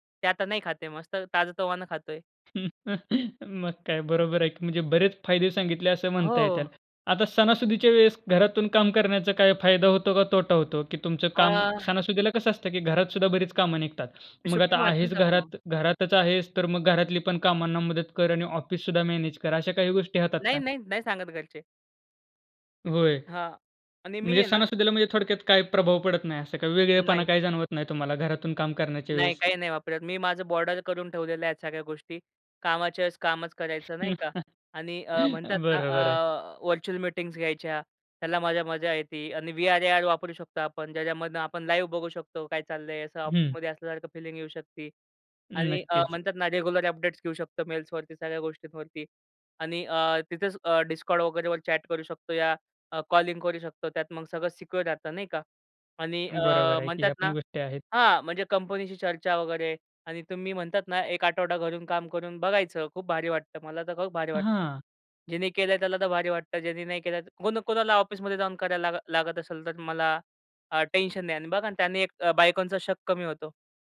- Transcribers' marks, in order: tapping; chuckle; "येईल" said as "येत्याल"; drawn out: "आह"; other noise; chuckle; in English: "व्हर्चुअल मीटिंग्स"; in English: "लाईव्ह"; in English: "रेग्युलर अपडेट्स"; in English: "डिस्कॉर्ड"; in English: "चॅट"; in English: "सिक्युअर"
- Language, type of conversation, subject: Marathi, podcast, भविष्यात कामाचा दिवस मुख्यतः ऑफिसमध्ये असेल की घरातून, तुमच्या अनुभवातून तुम्हाला काय वाटते?